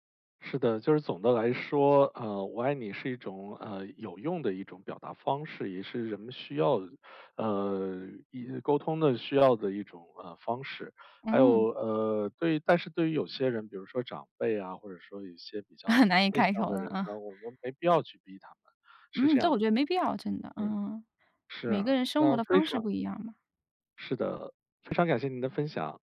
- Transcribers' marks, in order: laugh
- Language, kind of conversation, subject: Chinese, podcast, 只说一句“我爱你”就够了吗，还是不够？